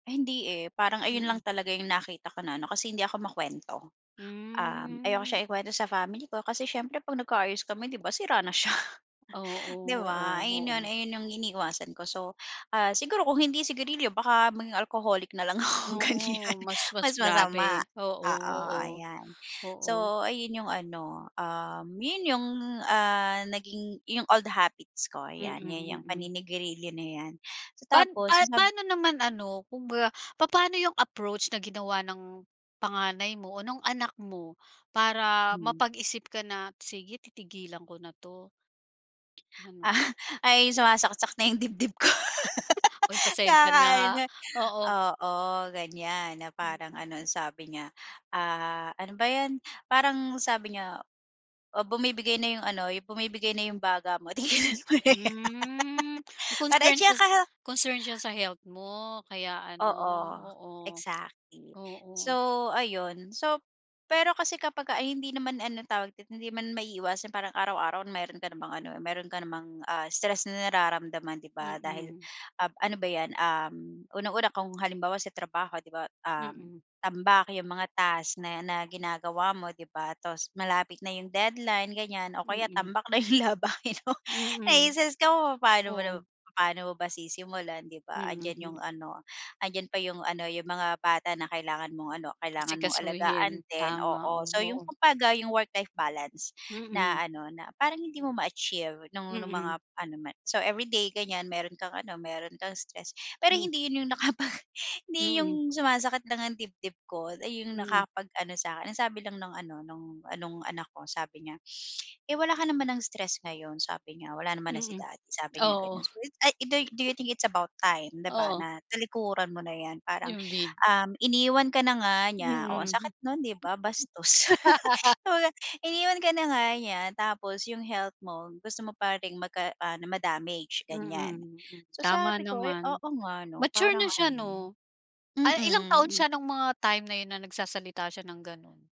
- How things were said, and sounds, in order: drawn out: "Mm"; laughing while speaking: "ganyan"; in English: "old the habits"; laughing while speaking: "dibdib ko"; chuckle; laugh; laughing while speaking: "labahin mo"; in English: "do you think it's about time"; laugh; laugh
- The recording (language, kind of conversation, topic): Filipino, podcast, Paano mo napipigilan ang sarili mong bumalik sa dati mong gawi?